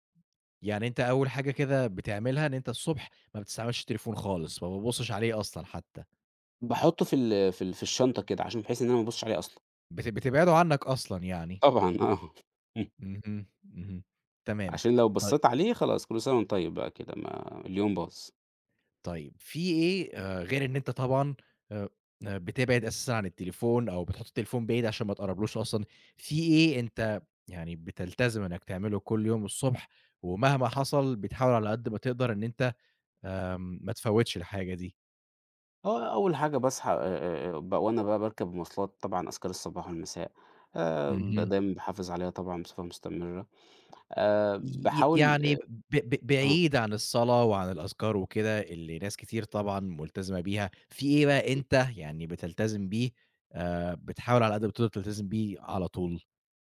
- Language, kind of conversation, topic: Arabic, podcast, إيه روتينك الصبح عشان تعتني بنفسك؟
- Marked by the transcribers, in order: tapping